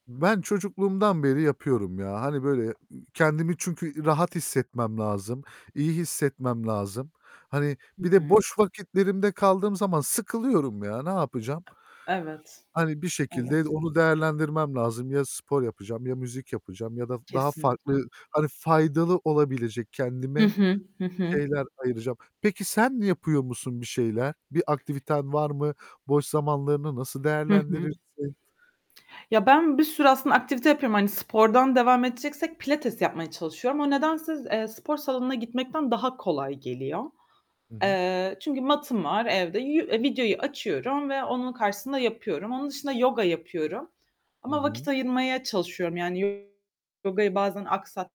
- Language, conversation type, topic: Turkish, unstructured, Boş zamanlarında yapmayı en çok sevdiğin şey nedir?
- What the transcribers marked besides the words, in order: other background noise; tapping; distorted speech